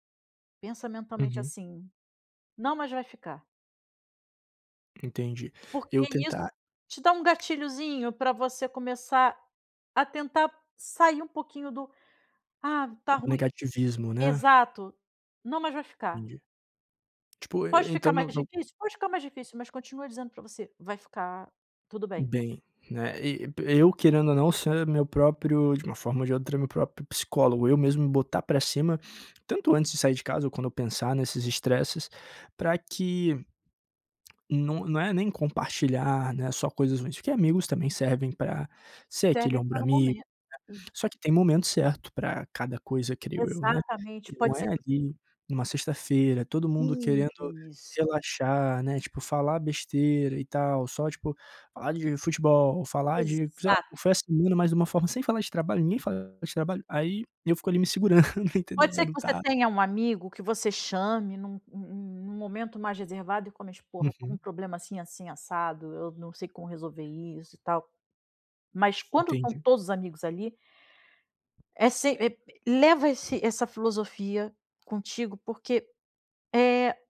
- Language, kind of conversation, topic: Portuguese, advice, Como lidar com a sobrecarga e o esgotamento ao cuidar de um parente idoso?
- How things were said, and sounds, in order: other background noise; tapping; unintelligible speech; drawn out: "Isso"; laughing while speaking: "segurando"